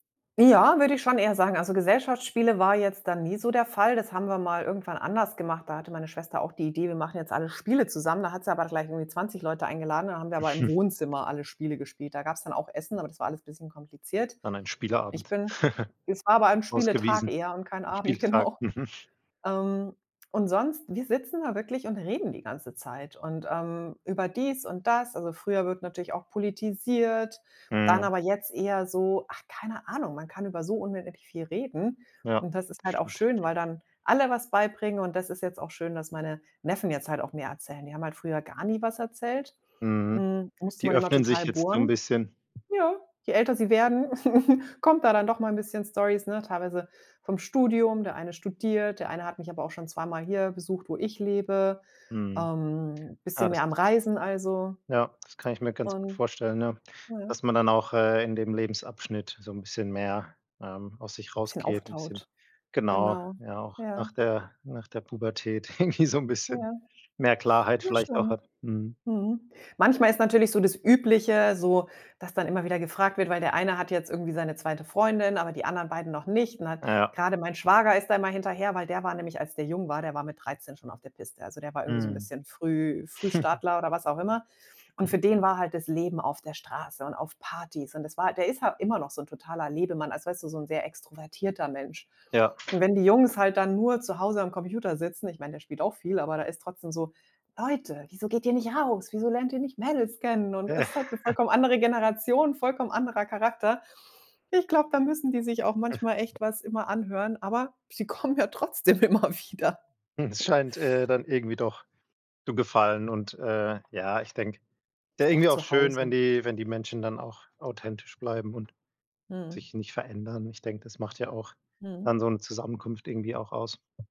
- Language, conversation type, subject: German, podcast, Woran denkst du, wenn du das Wort Sonntagsessen hörst?
- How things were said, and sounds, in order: chuckle; tapping; chuckle; laughing while speaking: "Mhm"; laughing while speaking: "genau"; snort; "unendlich" said as "unenendlich"; other background noise; chuckle; swallow; laughing while speaking: "irgendwie so"; chuckle; "Frühstarter" said as "Frühstartler"; chuckle; put-on voice: "Leute, wieso geht ihr nicht raus? Wieso lernt ihr nicht Mädels kennen"; chuckle; chuckle; laughing while speaking: "kommen ja trotzdem immer wieder"; chuckle